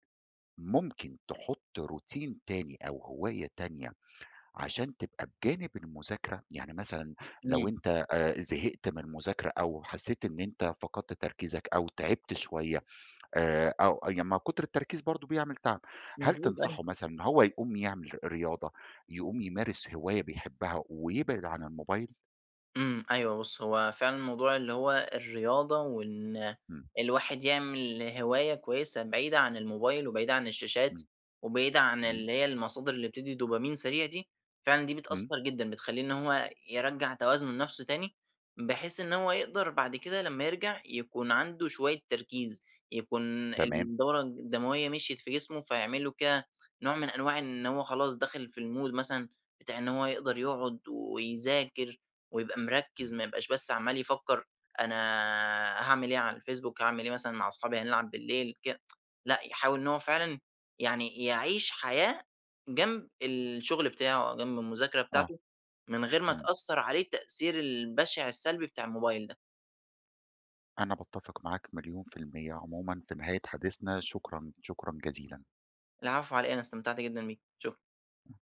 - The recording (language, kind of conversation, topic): Arabic, podcast, إزاي تتغلب على التسويف؟
- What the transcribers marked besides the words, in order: in English: "روتين"; in English: "المود"; tsk; unintelligible speech